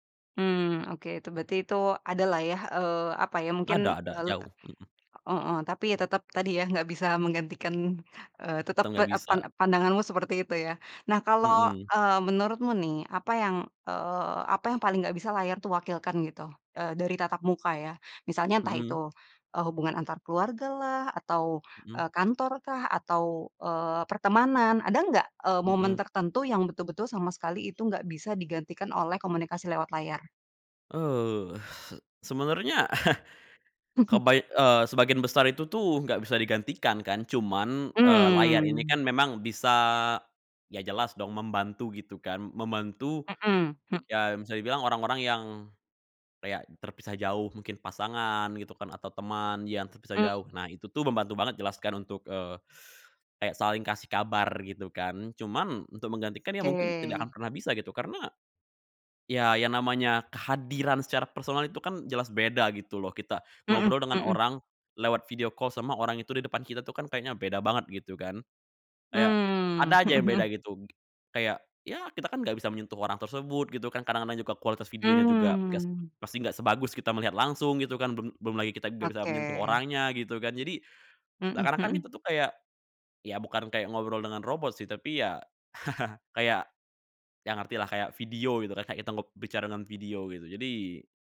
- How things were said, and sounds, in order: other background noise; tapping; chuckle; chuckle; teeth sucking; in English: "video call"; chuckle
- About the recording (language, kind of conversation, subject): Indonesian, podcast, Apa yang hilang jika semua komunikasi hanya dilakukan melalui layar?